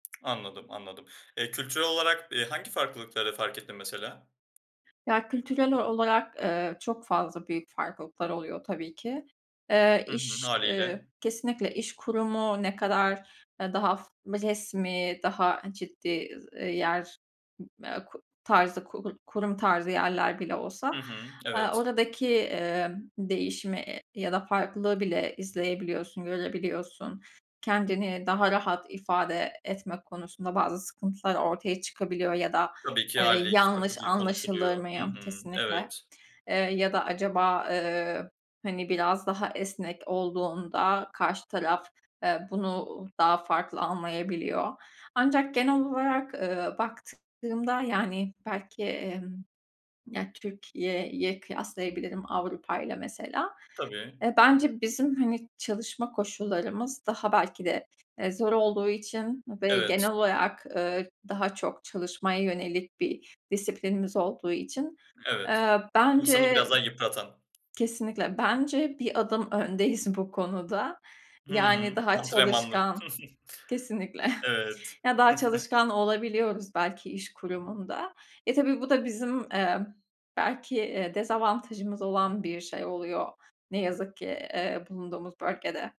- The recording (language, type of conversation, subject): Turkish, podcast, Zor bir iş kararını nasıl aldın, somut bir örnek verebilir misin?
- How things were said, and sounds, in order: tsk; other background noise; chuckle; giggle; giggle